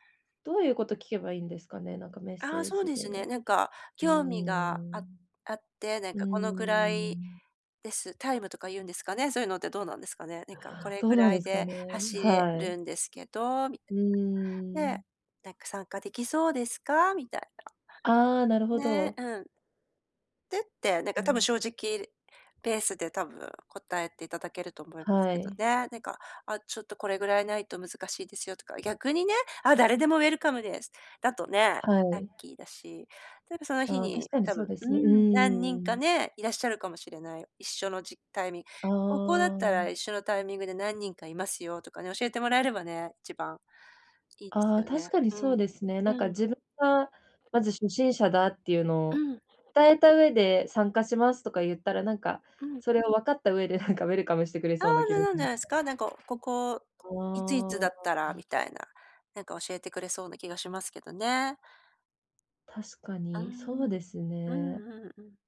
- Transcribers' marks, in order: other background noise; laughing while speaking: "なんか"; tapping; other noise
- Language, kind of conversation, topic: Japanese, advice, 一歩踏み出すのが怖いとき、どうすれば始められますか？